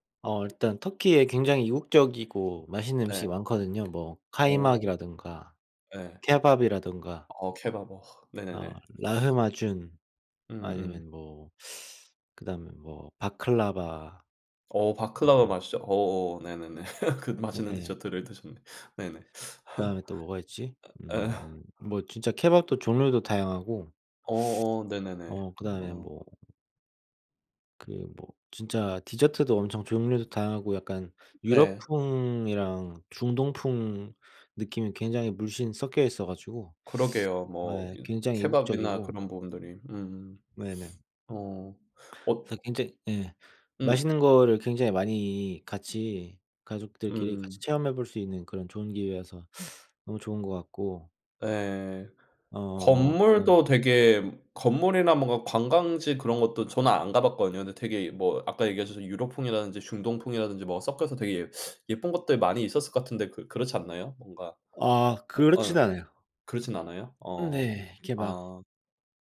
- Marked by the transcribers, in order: sniff; laughing while speaking: "네네네"; laugh; laugh; laughing while speaking: "어 예"; tapping
- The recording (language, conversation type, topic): Korean, unstructured, 가족과 시간을 보내는 가장 좋은 방법은 무엇인가요?
- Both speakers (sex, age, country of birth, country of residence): male, 30-34, South Korea, Germany; male, 35-39, South Korea, United States